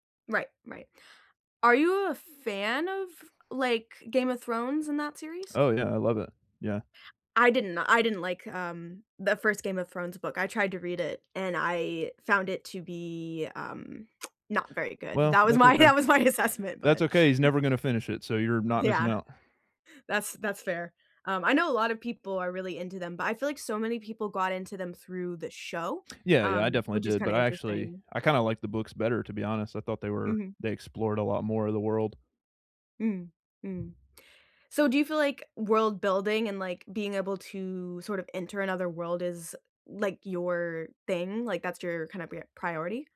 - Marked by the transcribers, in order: lip smack; laughing while speaking: "That was my that was my assessment"; chuckle; laughing while speaking: "Yeah"
- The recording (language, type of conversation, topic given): English, unstructured, What makes a book memorable for you?